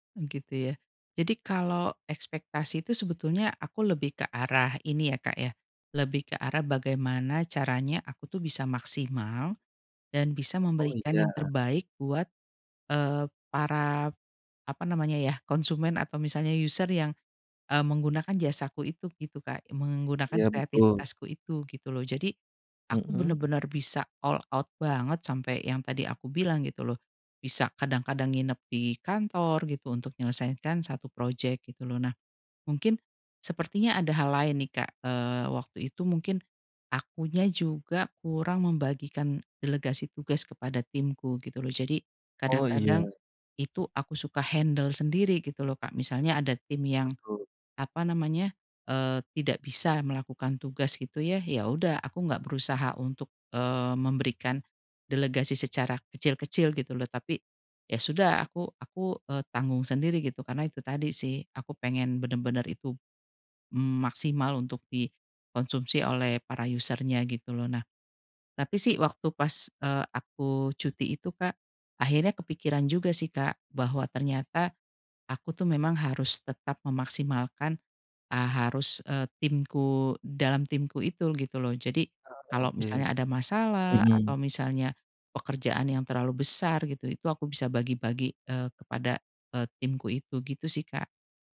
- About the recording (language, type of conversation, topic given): Indonesian, podcast, Pernahkah kamu merasa kehilangan identitas kreatif, dan apa penyebabnya?
- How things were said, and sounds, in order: in English: "user"; in English: "all out"; in English: "handle"; in English: "user-nya"